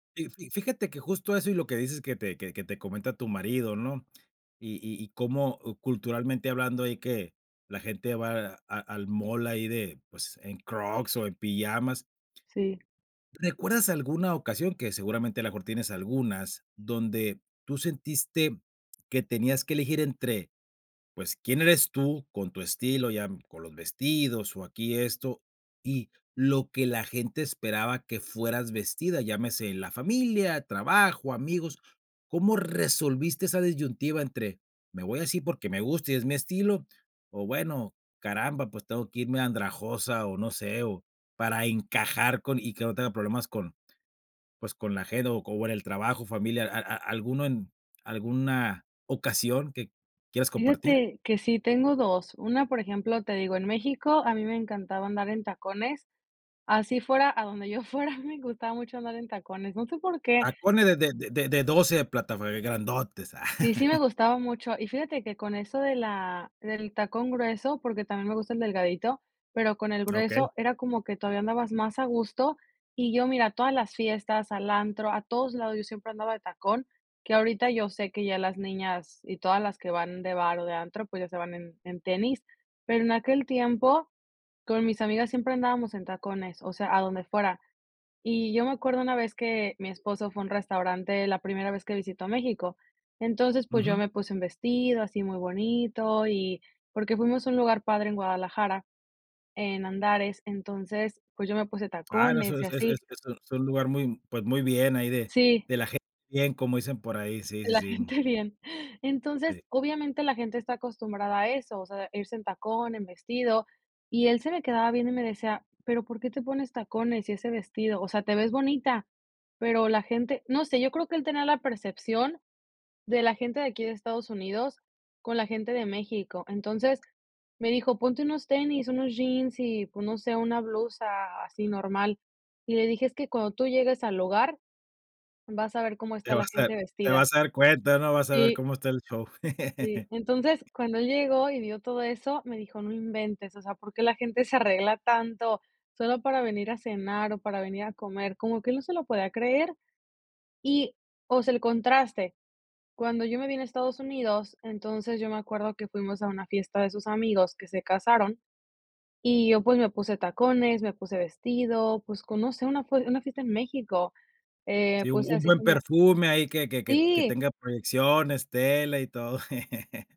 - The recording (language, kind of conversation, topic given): Spanish, podcast, ¿Cómo equilibras autenticidad y expectativas sociales?
- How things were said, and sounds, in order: tapping; laughing while speaking: "yo fuera"; laugh; laughing while speaking: "De la gente bien"; laugh; laughing while speaking: "arregla"; stressed: "Sí"; laugh